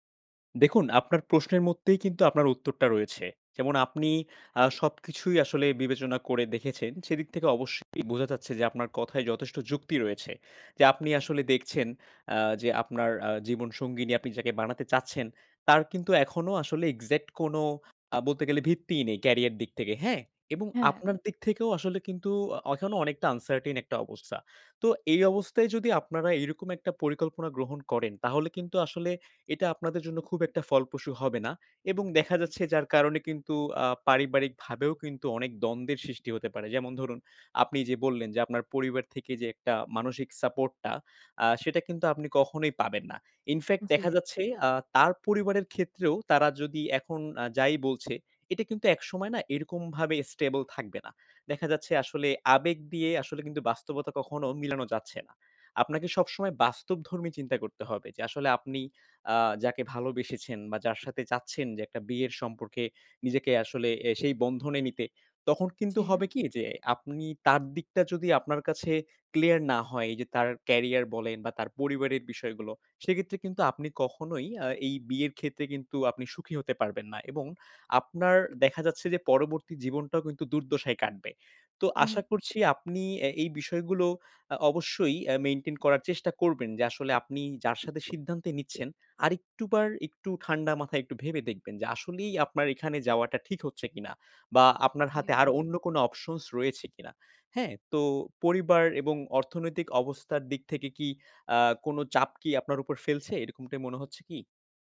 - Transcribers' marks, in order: in English: "exact"; in English: "career"; "এখনও" said as "অখনো"; in English: "uncertain"; "সৃষ্টি" said as "সিস্টি"; "জি" said as "জিয়ে"; in English: "in fact"; in English: "stable"; "জি" said as "জিয়ে"; in English: "career"; "জি" said as "জিয়ে"; in English: "options"
- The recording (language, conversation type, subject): Bengali, advice, আপনি কি বর্তমান সঙ্গীর সঙ্গে বিয়ে করার সিদ্ধান্ত নেওয়ার আগে কোন কোন বিষয় বিবেচনা করবেন?